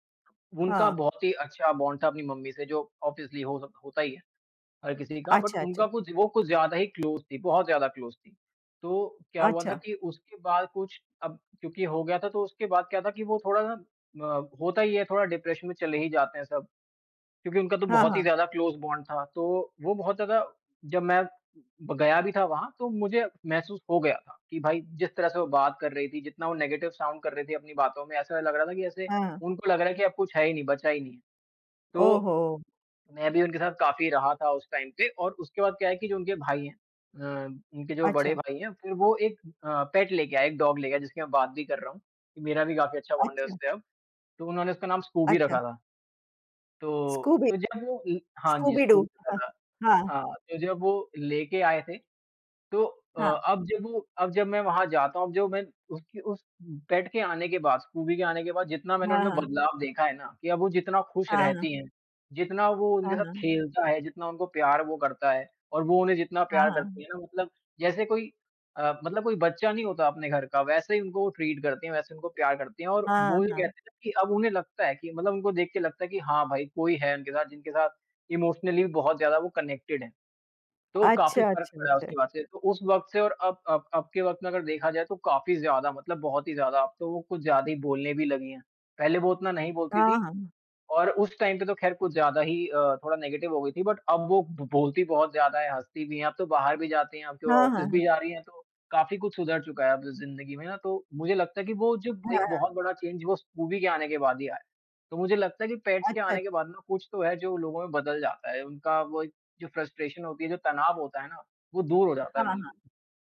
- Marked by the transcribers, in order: other background noise; in English: "बॉन्ड"; in English: "ऑब्वियसली"; in English: "बट"; tapping; in English: "क्लोज"; in English: "डिप्रेशन"; in English: "क्लोज़ बॉन्ड"; in English: "नेगेटिव साउंड"; in English: "टाइम"; in English: "पेट"; in English: "डॉग"; in English: "बॉन्ड"; unintelligible speech; chuckle; in English: "पेट"; in English: "ट्रीट"; in English: "इमोशनली"; in English: "कनेक्टेड"; in English: "टाइम"; in English: "नेगेटिव"; in English: "बट"; in English: "ऑफ़िस"; in English: "चेंज"; in English: "पेट्स"; in English: "फ़्रस्ट्रेशन"
- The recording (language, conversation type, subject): Hindi, unstructured, क्या पालतू जानवरों के साथ समय बिताने से आपको खुशी मिलती है?